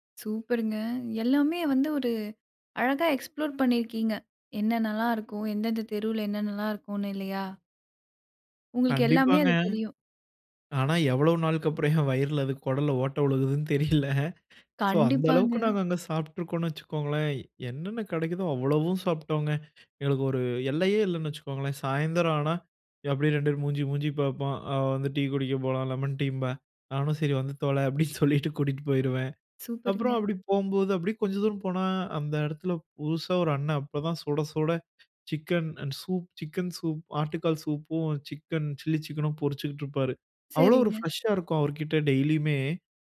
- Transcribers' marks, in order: other background noise; laughing while speaking: "என் வயிறுல அது குடல்ல ஓட்ட வுழுகுதுன்னு தெரியல"; "விழுகுதுன்னு" said as "வுழுகுதுன்னு"; laughing while speaking: "அப்டீன்னு சொல்லிட்டு கூட்டிட்டு போயிருவேன்"
- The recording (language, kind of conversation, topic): Tamil, podcast, அங்குள்ள தெரு உணவுகள் உங்களை முதன்முறையாக எப்படி கவர்ந்தன?